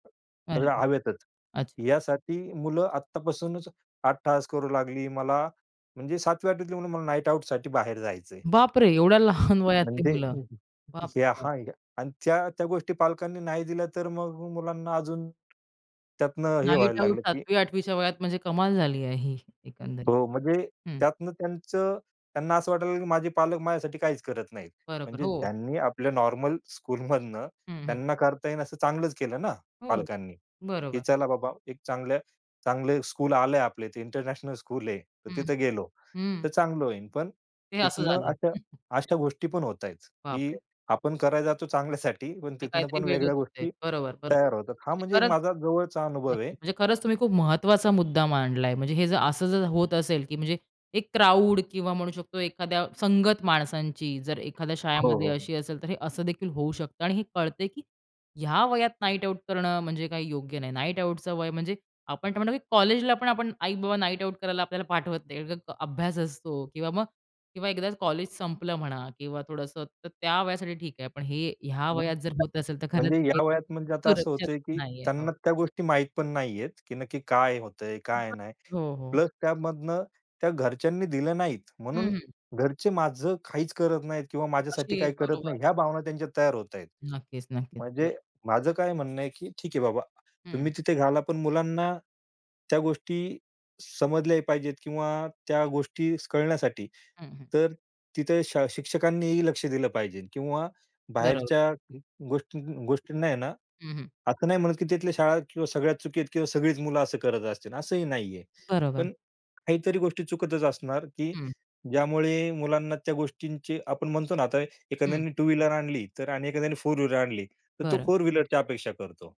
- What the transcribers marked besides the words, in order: other background noise; in English: "नाईटआउटसाठी"; laughing while speaking: "लहान"; tapping; in English: "नाईटआउट"; laughing while speaking: "स्कूलमधनं"; in English: "स्कूल"; in English: "स्कूल"; chuckle; horn; in English: "नाईटआउट"; in English: "नाईटआउटचं"; in English: "नाईटआउट"; unintelligible speech; unintelligible speech
- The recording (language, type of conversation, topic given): Marathi, podcast, शाळा सुरक्षित नाहीत असे तुम्हाला का वाटते, आणि त्या अधिक सुरक्षित करण्यासाठी कोणते बदल अपेक्षित आहेत?